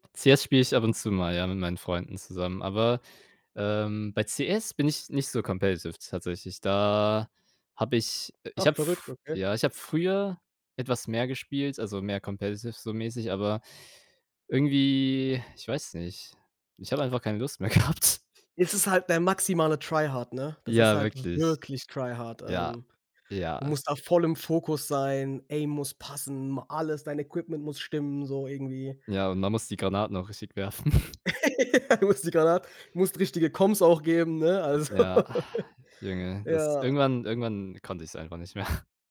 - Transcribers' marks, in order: other background noise; in English: "competitive"; in English: "competitive"; laughing while speaking: "gehabt"; in English: "Tryhard"; in English: "Tryhard"; in English: "Aim"; chuckle; laugh; in English: "Coms"; sigh; laughing while speaking: "Also"; laugh; laughing while speaking: "mehr"
- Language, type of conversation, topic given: German, unstructured, Welches Hobby macht dich am glücklichsten?
- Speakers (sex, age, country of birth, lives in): male, 18-19, Germany, Germany; male, 25-29, Germany, Germany